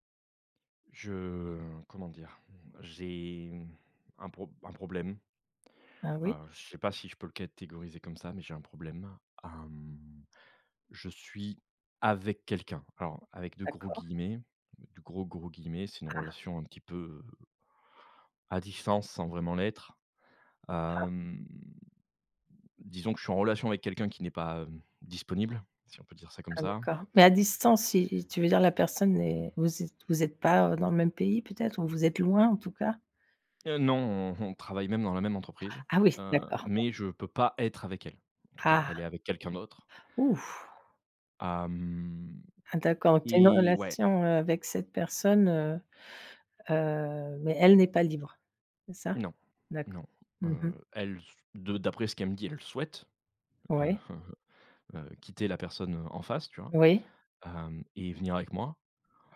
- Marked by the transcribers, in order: other background noise; chuckle
- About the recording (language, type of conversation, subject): French, advice, Comment mettre fin à une relation de longue date ?